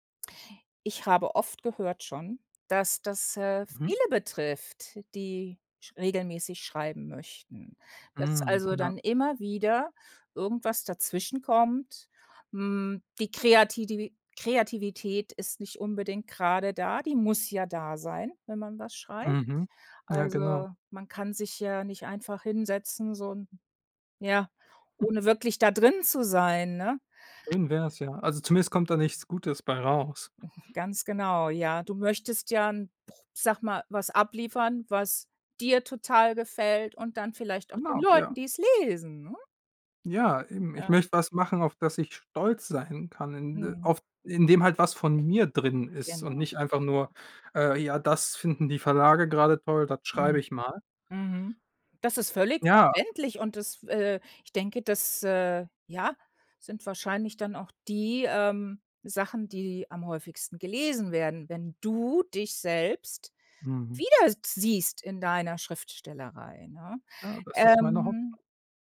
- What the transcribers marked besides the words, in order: other background noise; chuckle; tapping; other noise; chuckle; stressed: "du"; stressed: "wiedersiehst"
- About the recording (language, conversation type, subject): German, advice, Wie schiebst du deine kreativen Projekte auf?
- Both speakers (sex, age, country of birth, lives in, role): female, 55-59, Germany, United States, advisor; male, 25-29, Germany, Germany, user